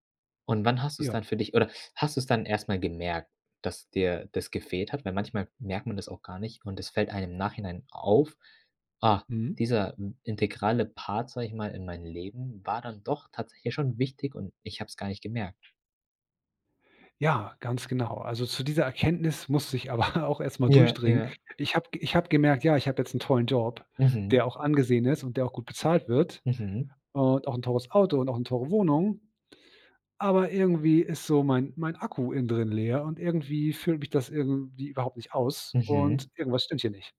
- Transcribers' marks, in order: chuckle
- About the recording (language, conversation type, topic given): German, podcast, Wie wichtig ist dir Zeit in der Natur?